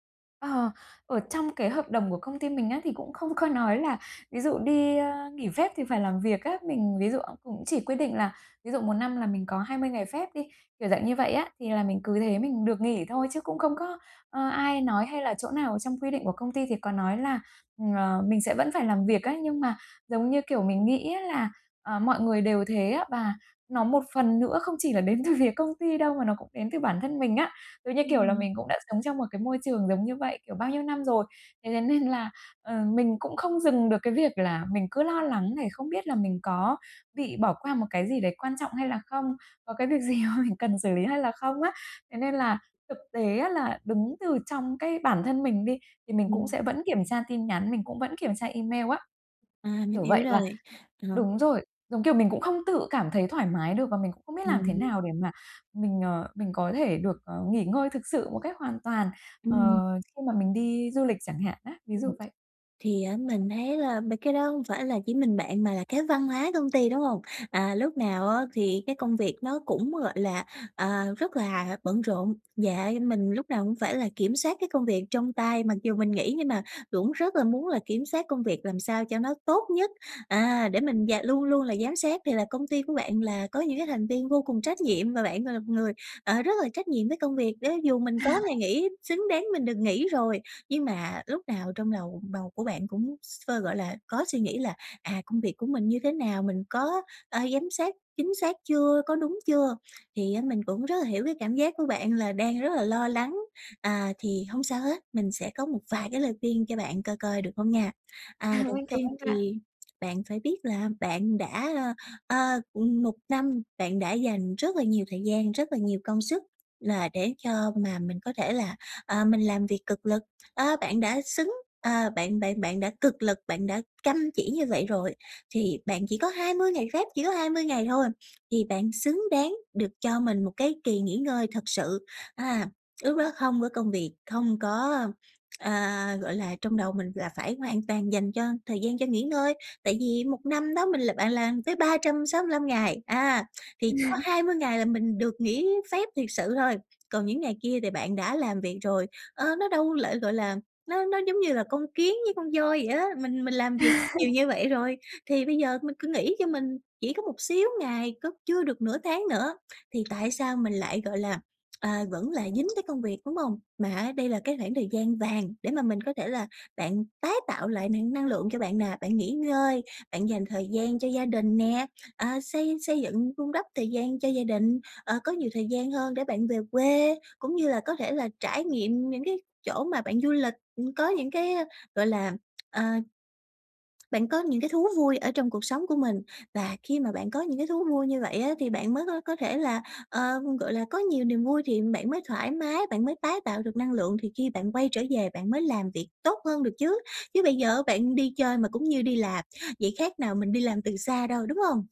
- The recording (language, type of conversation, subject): Vietnamese, advice, Làm sao để giữ ranh giới công việc khi nghỉ phép?
- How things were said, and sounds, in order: unintelligible speech; laughing while speaking: "từ phía"; laughing while speaking: "gì mà mình"; other background noise; tapping; laugh; unintelligible speech; laugh; laugh; laugh; tsk; unintelligible speech